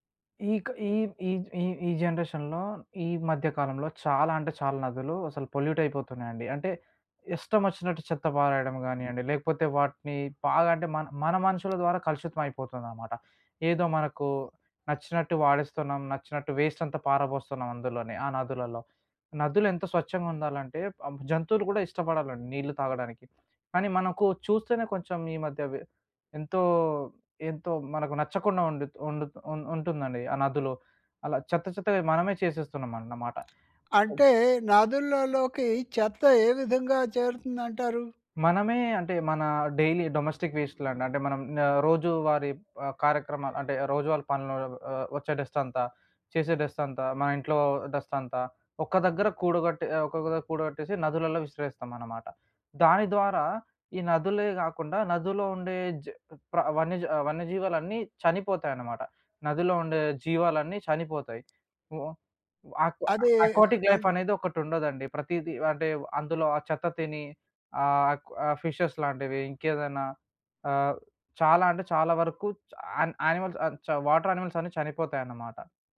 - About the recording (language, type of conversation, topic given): Telugu, podcast, నదుల పరిరక్షణలో ప్రజల పాత్రపై మీ అభిప్రాయం ఏమిటి?
- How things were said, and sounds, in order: in English: "జనరేషన్‌లో"; in English: "పొల్యూట్"; other background noise; in English: "డైలీ డొమెస్టిక్"; in English: "అకోటిక్ లైఫ్"; in English: "ఫిషెస్"; in English: "యానిమల్స్"; in English: "వాటర్ యానిమల్స్"